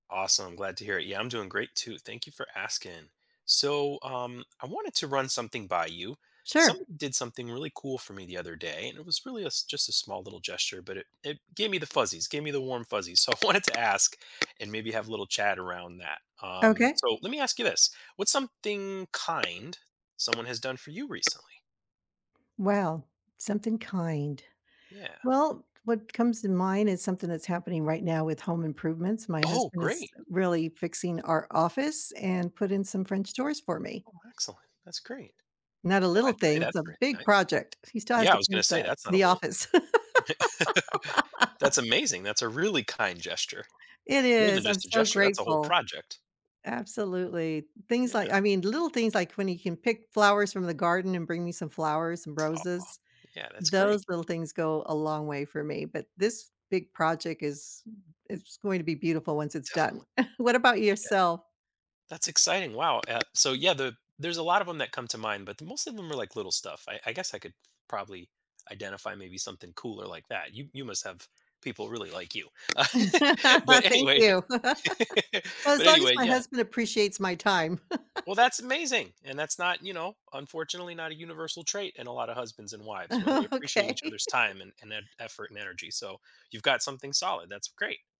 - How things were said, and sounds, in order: tapping; stressed: "big"; chuckle; laugh; tongue click; other background noise; chuckle; laugh; laughing while speaking: "Thank you"; laugh; laughing while speaking: "anyway"; laugh; laugh; laughing while speaking: "Oh, okay"
- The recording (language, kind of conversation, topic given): English, unstructured, Why do small acts of kindness have such a big impact on our lives?